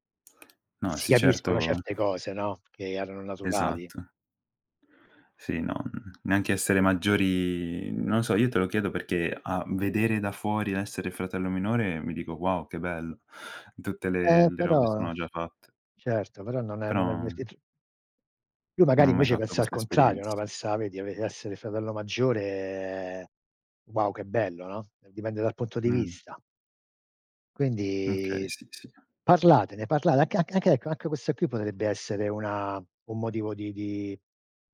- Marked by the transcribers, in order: tapping; other background noise; drawn out: "maggiore"; drawn out: "Quindi"
- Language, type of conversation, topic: Italian, unstructured, Come si costruisce la fiducia in una relazione?